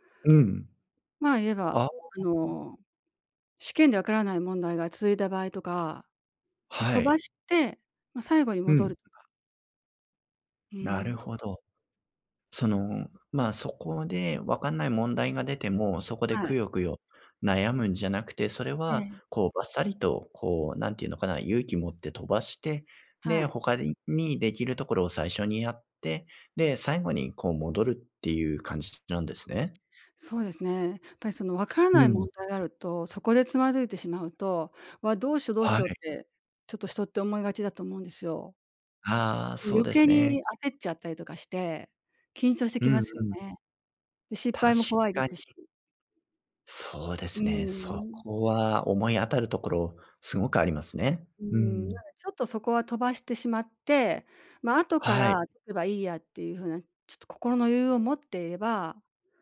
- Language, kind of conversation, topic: Japanese, advice, 就職面接や試験で緊張して失敗が怖いとき、どうすれば落ち着いて臨めますか？
- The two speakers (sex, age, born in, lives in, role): female, 60-64, Japan, Japan, advisor; male, 35-39, Japan, Japan, user
- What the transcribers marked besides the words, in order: tapping